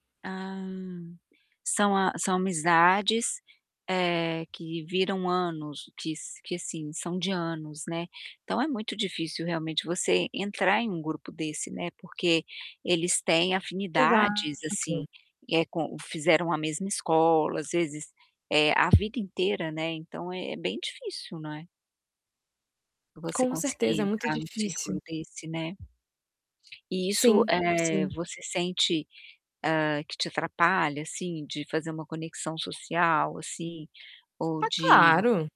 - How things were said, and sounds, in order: tapping; static; distorted speech; other background noise
- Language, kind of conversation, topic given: Portuguese, advice, Como posso entender e respeitar os costumes locais ao me mudar?